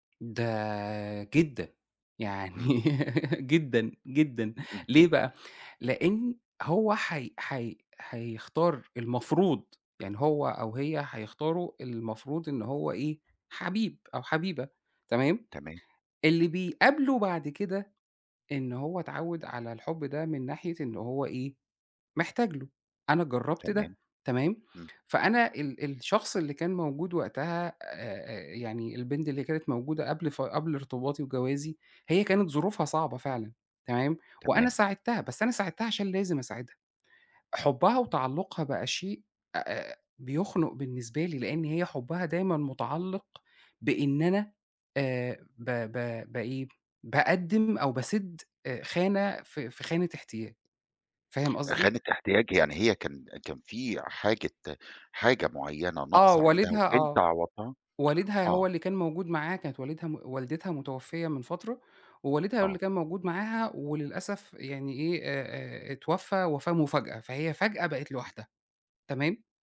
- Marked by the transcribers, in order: drawn out: "ده"; laughing while speaking: "يعني"; laugh; other noise
- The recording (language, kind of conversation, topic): Arabic, podcast, إزاي بتعرف إن ده حب حقيقي؟